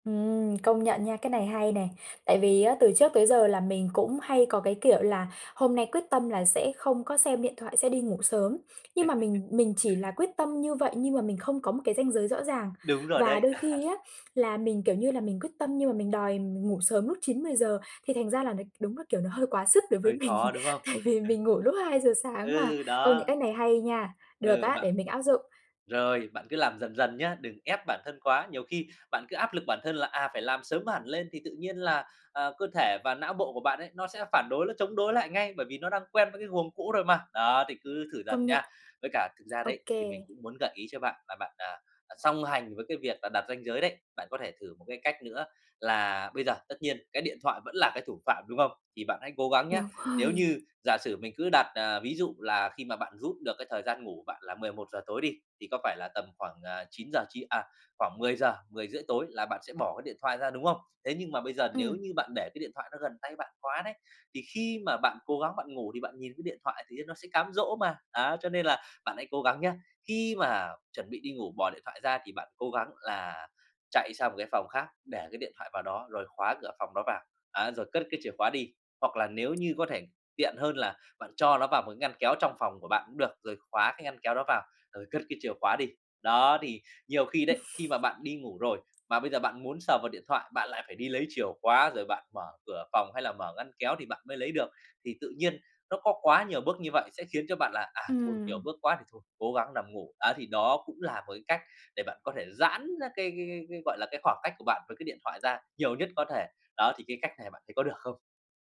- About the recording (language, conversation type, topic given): Vietnamese, advice, Bạn có thường lướt mạng không dứt trước khi ngủ, khiến giấc ngủ và tâm trạng của bạn bị xáo trộn không?
- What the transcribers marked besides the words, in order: tapping; laugh; laugh; laughing while speaking: "mình, tại vì"; chuckle; other background noise; chuckle